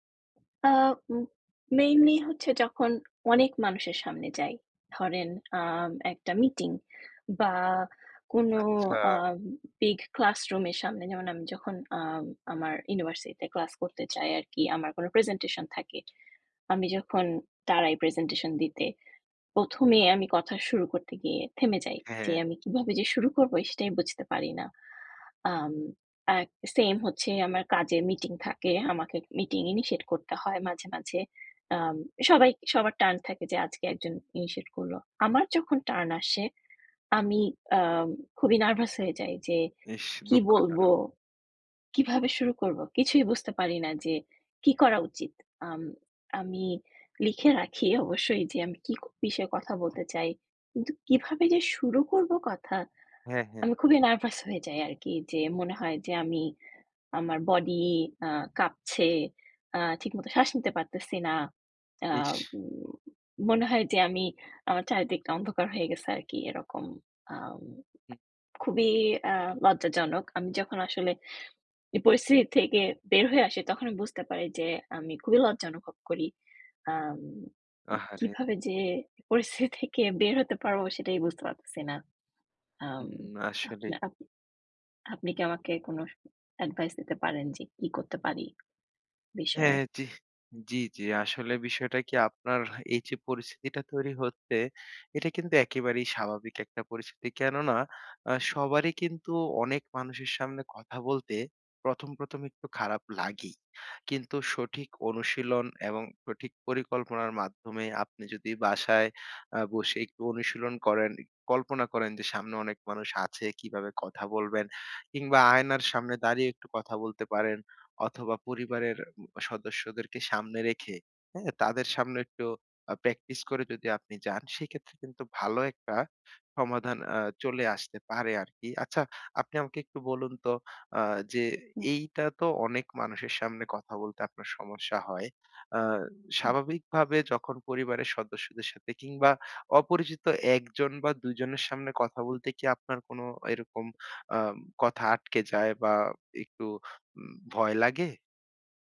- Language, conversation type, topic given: Bengali, advice, উপস্থাপনার সময় ভয় ও উত্তেজনা কীভাবে কমিয়ে আত্মবিশ্বাস বাড়াতে পারি?
- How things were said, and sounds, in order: tapping; other background noise